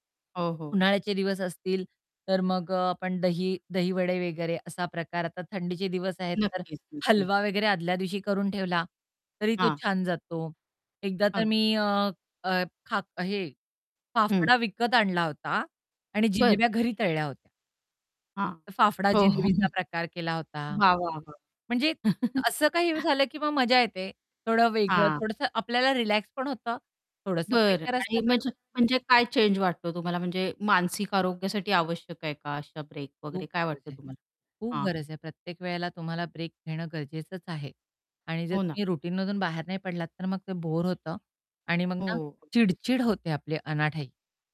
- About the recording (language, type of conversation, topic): Marathi, podcast, साप्ताहिक सुट्टीत तुम्ही सर्वात जास्त काय करायला प्राधान्य देता?
- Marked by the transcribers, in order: static; distorted speech; laughing while speaking: "हो, हो"; chuckle; in English: "रुटीनमधून"